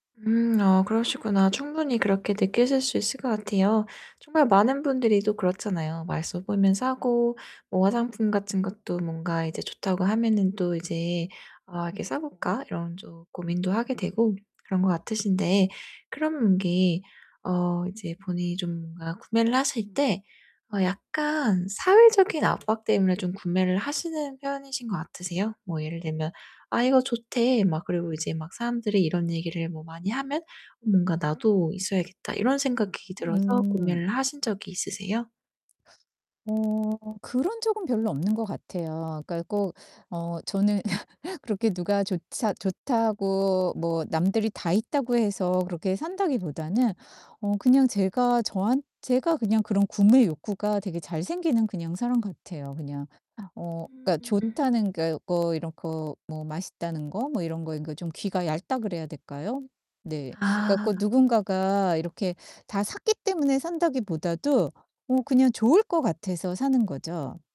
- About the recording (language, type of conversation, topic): Korean, advice, 소비할 때 필요한 것과 원하는 것을 어떻게 구분하면 좋을까요?
- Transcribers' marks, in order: other background noise; static; laugh; distorted speech